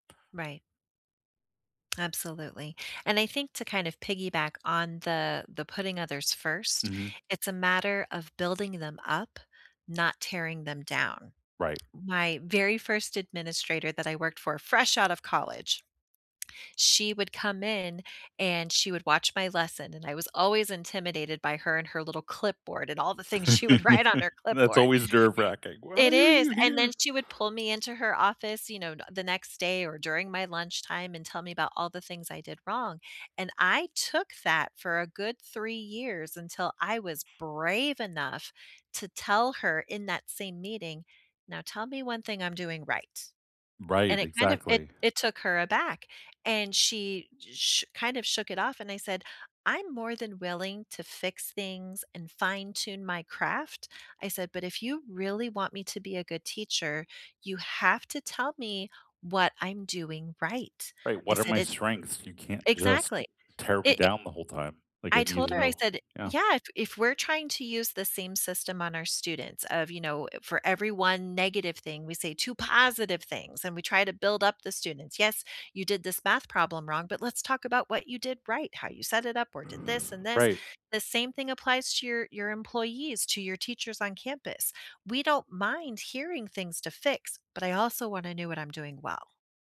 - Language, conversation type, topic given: English, unstructured, What do you think makes someone a good person?
- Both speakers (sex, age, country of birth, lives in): female, 45-49, United States, United States; male, 45-49, United States, United States
- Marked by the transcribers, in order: tapping; chuckle; laughing while speaking: "she would write"; other background noise; stressed: "brave"; background speech